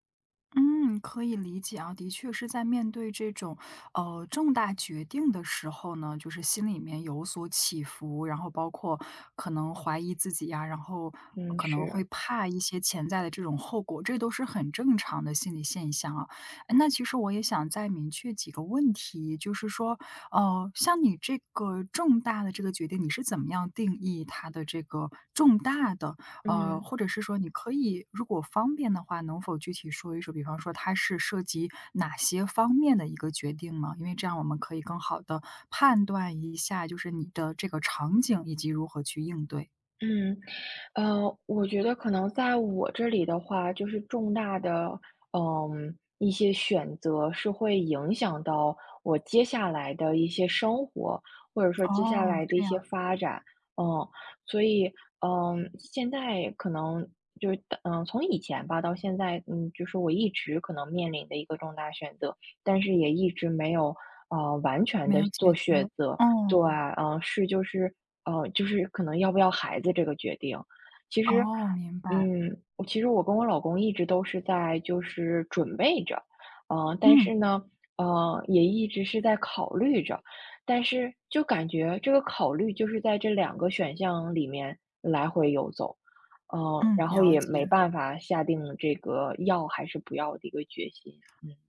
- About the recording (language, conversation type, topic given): Chinese, advice, 当你面临重大决定却迟迟无法下定决心时，你通常会遇到什么情况？
- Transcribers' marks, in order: other background noise; "选择" said as "雪择"